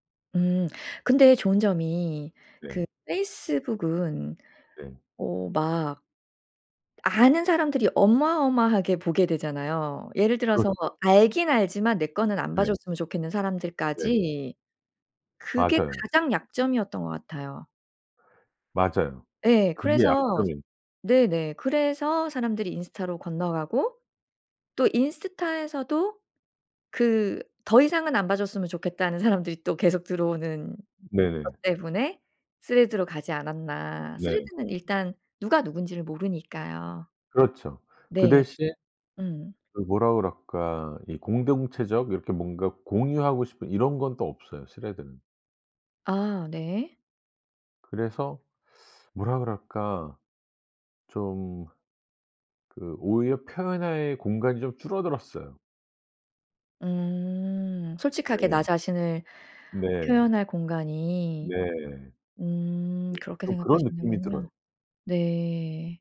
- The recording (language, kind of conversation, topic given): Korean, podcast, 소셜 미디어에 게시할 때 가장 신경 쓰는 점은 무엇인가요?
- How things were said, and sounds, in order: laughing while speaking: "사람들이"